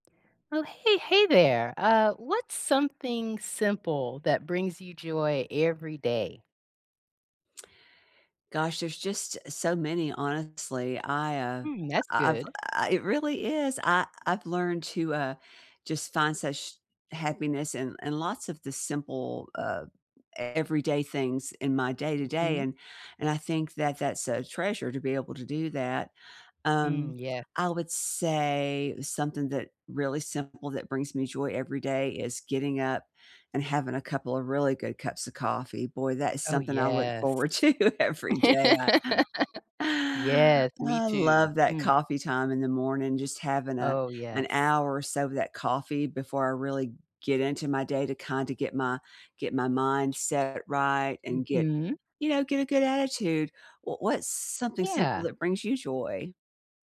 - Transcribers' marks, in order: laugh; laughing while speaking: "to"; chuckle
- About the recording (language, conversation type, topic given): English, unstructured, What is something simple that brings you joy every day?
- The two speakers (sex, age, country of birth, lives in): female, 55-59, United States, United States; female, 65-69, United States, United States